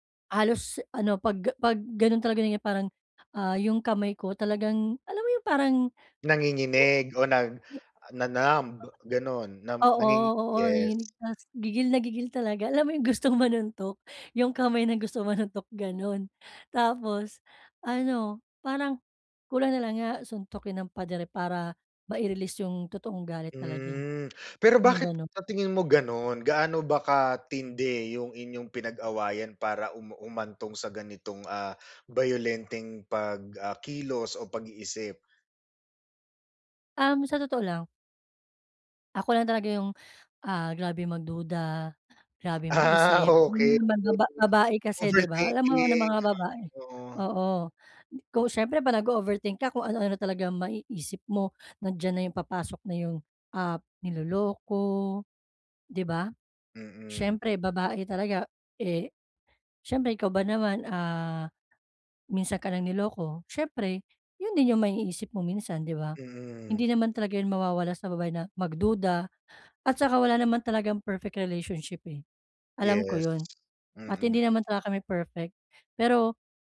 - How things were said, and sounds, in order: tapping; unintelligible speech; in English: "na-numb"; laughing while speaking: "alam mo 'yong gustong manuntok?"; laughing while speaking: "gusto manuntok, gano'n"; tsk; "humantong" said as "umantong"; other background noise; gasp; laughing while speaking: "Ah okey"; wind
- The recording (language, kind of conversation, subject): Filipino, advice, Paano ako makapagpapasya nang maayos kapag matindi ang damdamin ko bago ako mag-react?